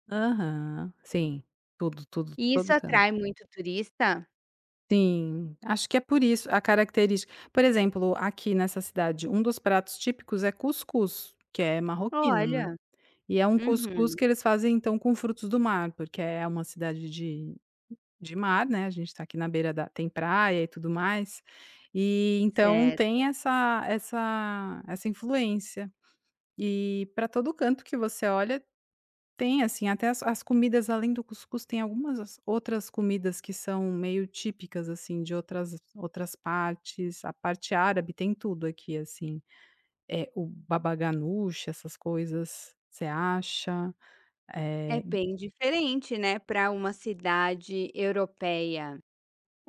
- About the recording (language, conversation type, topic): Portuguese, podcast, Como a cidade onde você mora reflete a diversidade cultural?
- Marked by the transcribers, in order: none